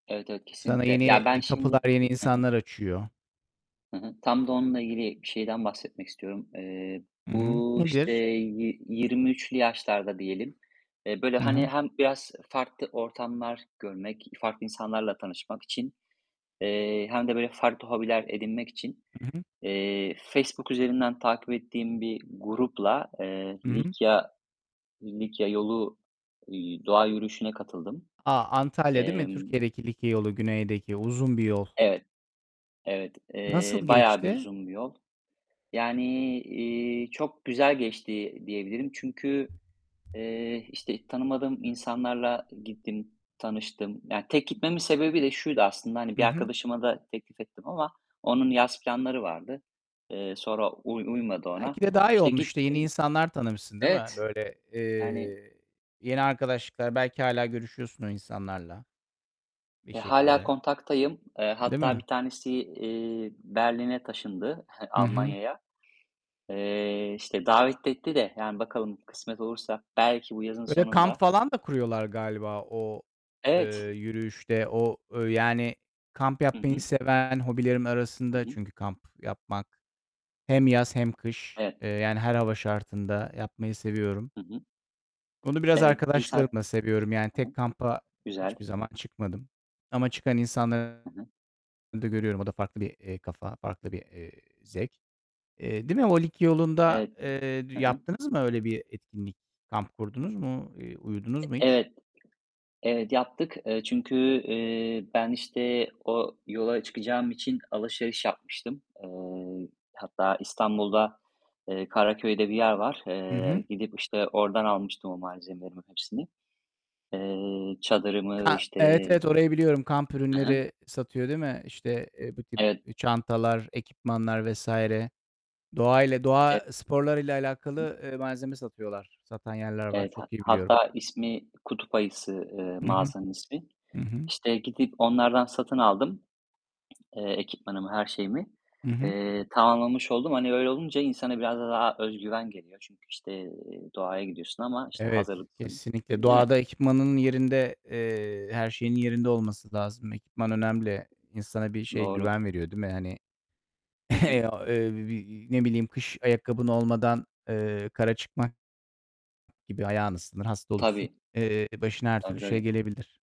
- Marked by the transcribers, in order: static; distorted speech; other background noise; tapping; giggle; chuckle
- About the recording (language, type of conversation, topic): Turkish, unstructured, Hobiler insanların hayatında neden önemlidir?